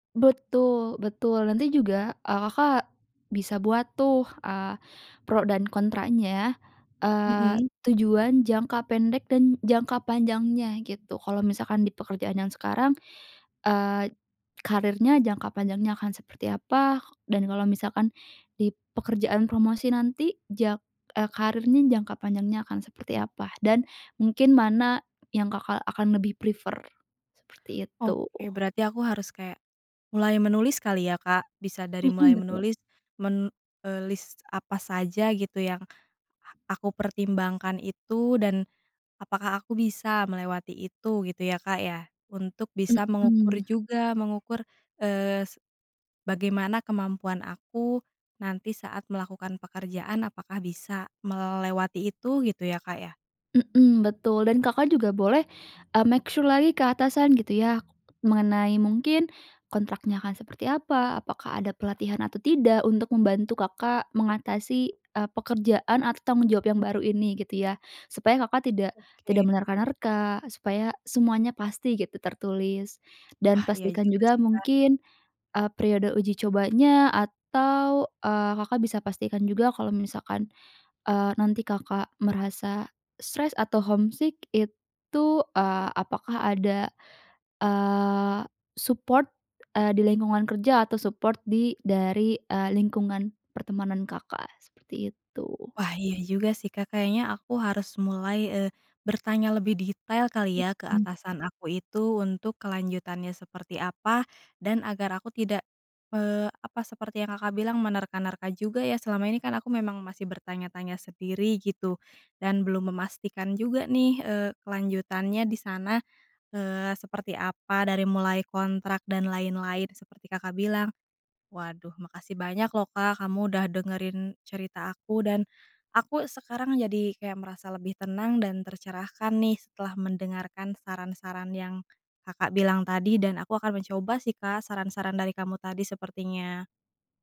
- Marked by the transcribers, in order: tapping; in English: "prefer"; in English: "make sure"; in English: "homesick"; in English: "support"; in English: "support"
- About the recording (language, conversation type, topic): Indonesian, advice, Haruskah saya menerima promosi dengan tanggung jawab besar atau tetap di posisi yang nyaman?